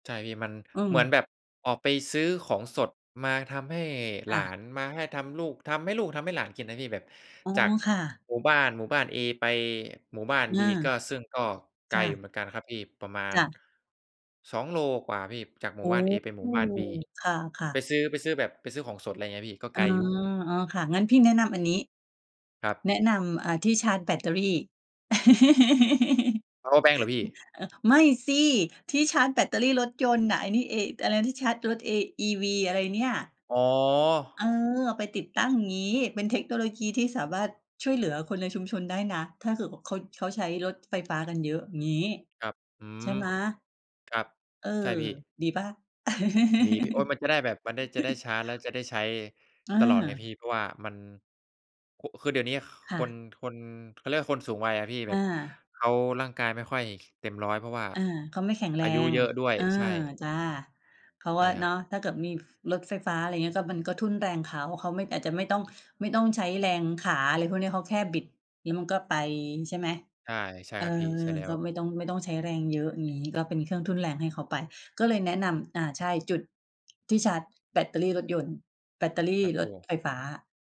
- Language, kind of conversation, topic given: Thai, unstructured, คุณอยากให้ชุมชนในอนาคตเป็นแบบไหน?
- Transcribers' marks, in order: tapping; chuckle; stressed: "ไม่สิ"; chuckle